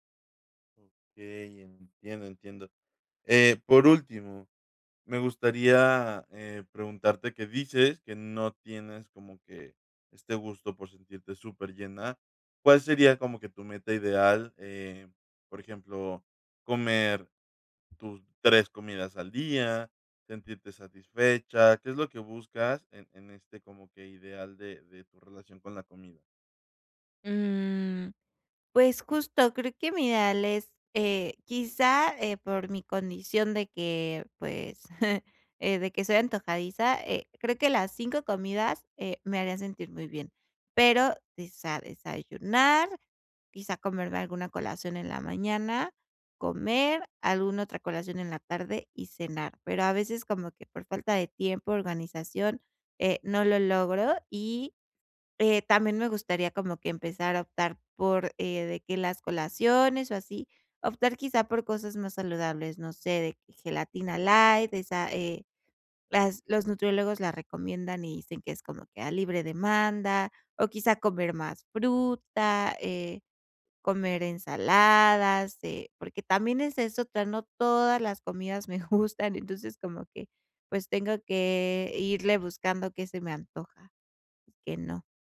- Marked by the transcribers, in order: chuckle; laughing while speaking: "me gustan"
- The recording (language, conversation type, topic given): Spanish, advice, ¿Cómo puedo reconocer y responder a las señales de hambre y saciedad?